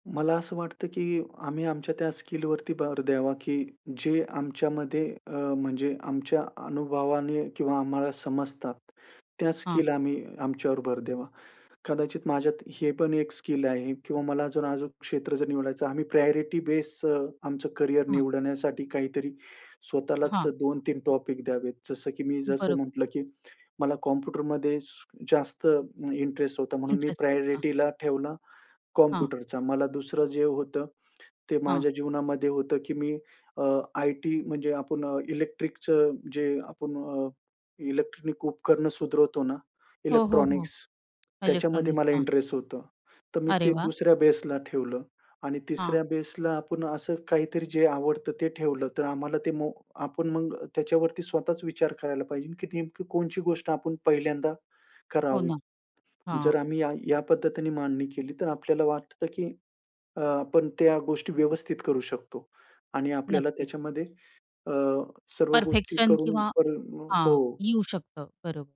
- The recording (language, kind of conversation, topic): Marathi, podcast, तरुणांना करिअर बदलाबाबत आपण काय सल्ला द्याल?
- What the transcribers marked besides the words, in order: in English: "प्रायोरिटी बेस"; in English: "टॉपिक"; in English: "प्रायोरिटीला"; in English: "बेसला"; in English: "बेसला"; tapping